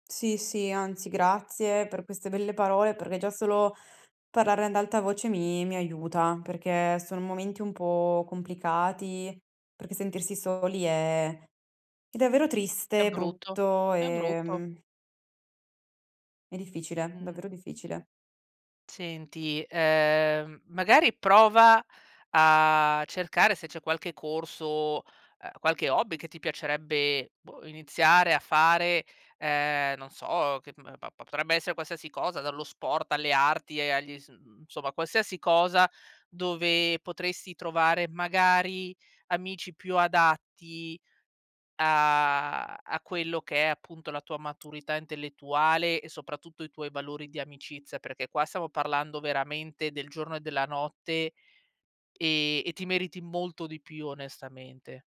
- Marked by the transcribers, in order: none
- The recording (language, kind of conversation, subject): Italian, advice, Come ti senti quando ti senti escluso durante gli incontri di gruppo?
- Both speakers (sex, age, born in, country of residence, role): female, 20-24, Italy, Italy, user; female, 35-39, Italy, Belgium, advisor